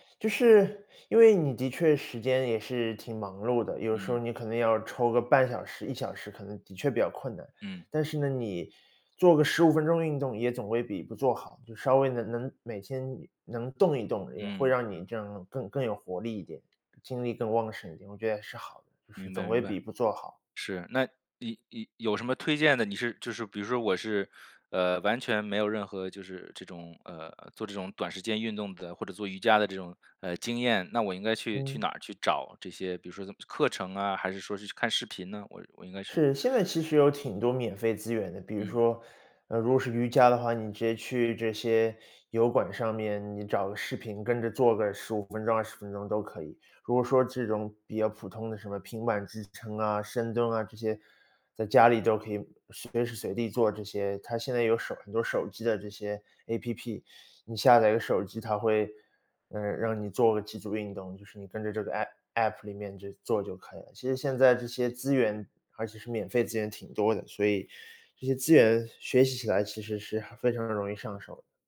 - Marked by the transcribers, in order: other background noise; tapping
- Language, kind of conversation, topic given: Chinese, advice, 我该如何养成每周固定运动的习惯？